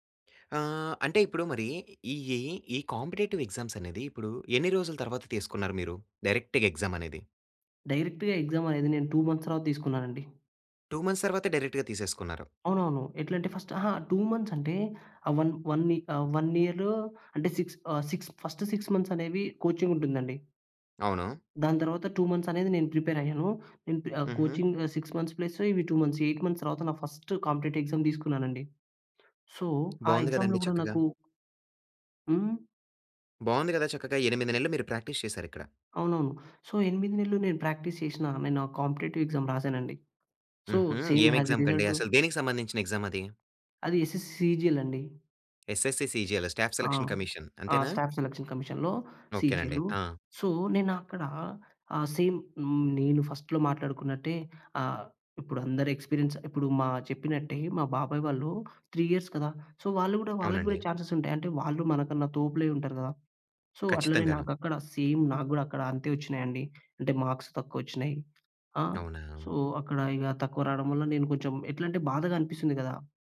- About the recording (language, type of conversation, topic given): Telugu, podcast, నువ్వు విఫలమైనప్పుడు నీకు నిజంగా ఏం అనిపిస్తుంది?
- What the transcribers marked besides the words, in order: in English: "కంపెటిటివ్ ఎగ్జామ్స్"; in English: "డైరెక్ట్‌గా ఎగ్జామ్"; in English: "డైరెక్ట్‌గా ఎక్జామ్"; in English: "టూ మంత్స్"; in English: "టూ మంత్స్"; in English: "డైరెక్ట్‌గా"; in English: "ఫస్ట్"; in English: "టూ మంత్స్"; in English: "వన్ ఇయర్"; in English: "సిక్స్"; in English: "సిక్స్ ఫస్ట్ సిక్స్ మంత్స్"; in English: "కోచింగ్"; in English: "టూ మంత్స్"; in English: "ప్రిపేర్"; in English: "కోచింగ్ సిక్స్ మంత్స్ ప్లస్"; in English: "టూ మంత్స్, ఎయిట్ మంత్స్"; in English: "ఫస్ట్ కాంపిటేటివ్ ఎక్సామ్"; in English: "సో"; in English: "ప్రాక్టీస్"; in English: "సో"; in English: "ప్రాక్టీస్"; in English: "ఐ మీన్"; in English: "కాంపిటేటివ్ ఎక్సామ్"; in English: "సో, సేమ్"; in English: "యెస్‌యెస్‌సీజియల్"; in English: "యెస్‌యెస్‌సీజియల్ స్టాఫ్ సెలక్షన్ కమిషన్"; in English: "స్టాఫ్ సెలక్షన్ కమిషన్‌లో సీజియల్. సో"; in English: "సేమ్"; in English: "ఫస్ట్‌లో"; in English: "ఎక్స్పీరియన్స్"; in English: "బాబాయ్"; in English: "త్రీ ఇయర్స్"; in English: "సో"; in English: "ఛాన్సెస్"; in English: "సో"; in English: "సేమ్"; in English: "మార్క్స్"; in English: "సో"